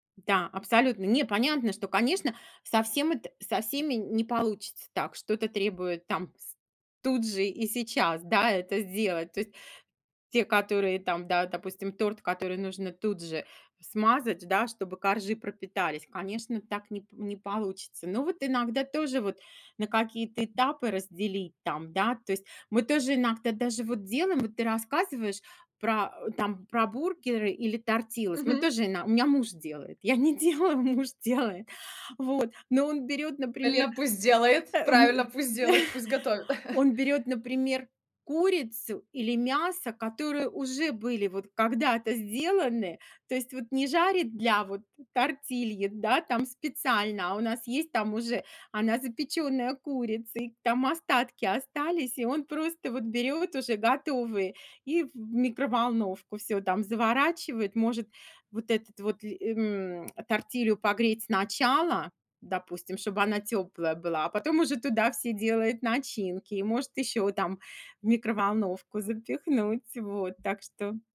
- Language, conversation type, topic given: Russian, podcast, Какие простые блюда вы готовите, когда у вас мало времени?
- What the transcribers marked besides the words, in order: other background noise; laughing while speaking: "я не делаю, муж делает"; chuckle